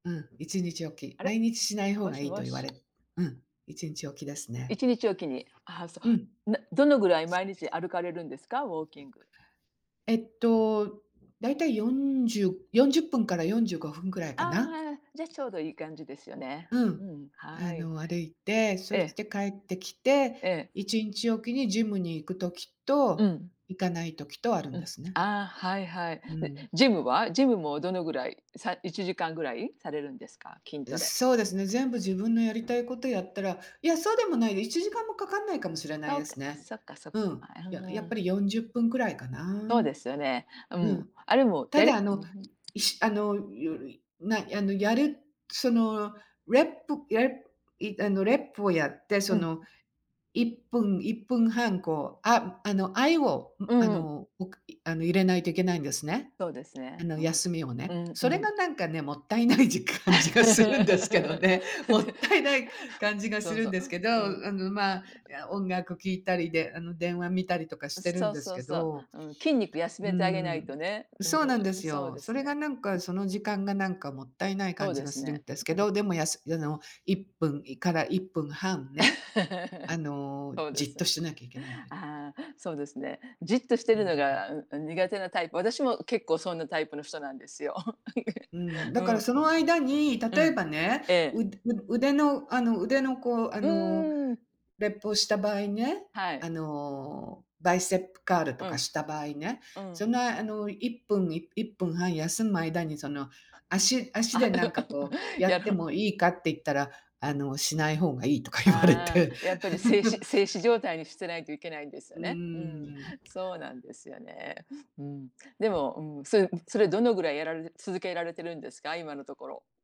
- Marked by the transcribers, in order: tapping; other background noise; unintelligible speech; put-on voice: "レップ"; in English: "レップ"; in English: "レップ"; laugh; laughing while speaking: "じ 感じがするんですけどね。もったいない"; laugh; chuckle; in English: "レップ"; in English: "バイステップカール"; chuckle; laughing while speaking: "とか言われて"; chuckle
- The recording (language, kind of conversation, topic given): Japanese, unstructured, 毎日の習慣の中で、いちばん大切にしていることは何ですか？
- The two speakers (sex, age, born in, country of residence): female, 55-59, Japan, United States; female, 60-64, Japan, United States